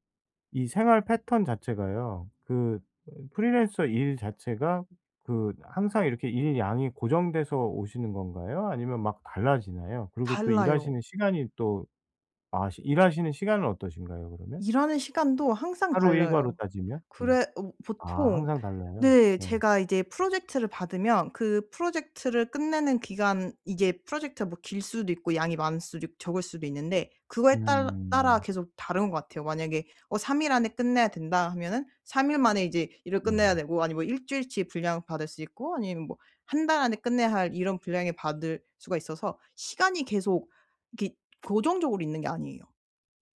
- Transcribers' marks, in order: other background noise
- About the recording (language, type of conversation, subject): Korean, advice, 왜 제 스트레스 반응과 대처 습관은 반복될까요?
- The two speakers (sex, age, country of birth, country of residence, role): female, 25-29, South Korea, Germany, user; male, 45-49, South Korea, South Korea, advisor